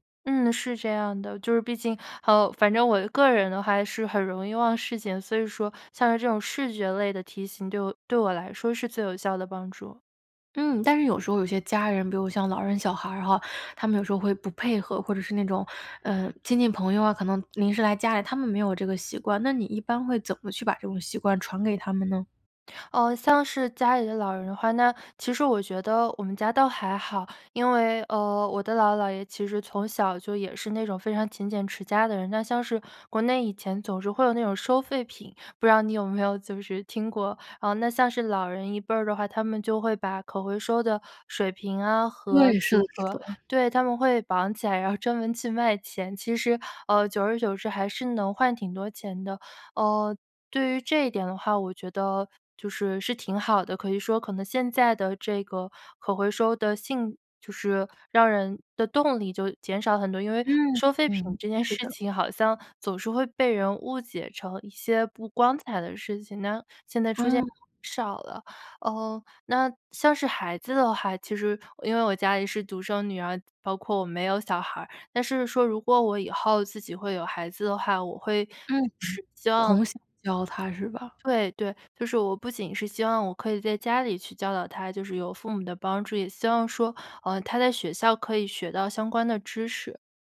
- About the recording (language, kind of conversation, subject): Chinese, podcast, 你家是怎么做垃圾分类的？
- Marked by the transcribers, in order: tapping; other background noise